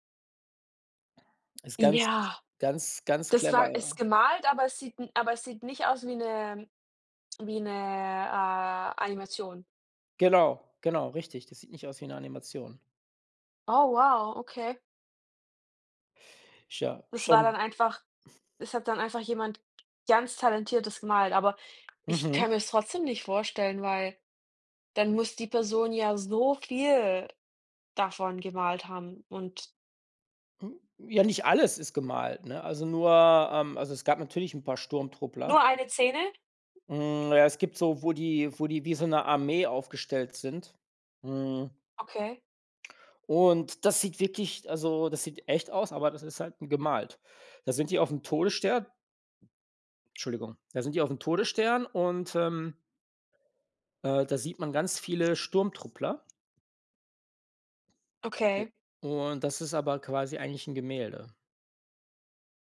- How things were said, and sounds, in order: none
- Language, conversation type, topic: German, unstructured, Wie hat sich die Darstellung von Technologie in Filmen im Laufe der Jahre entwickelt?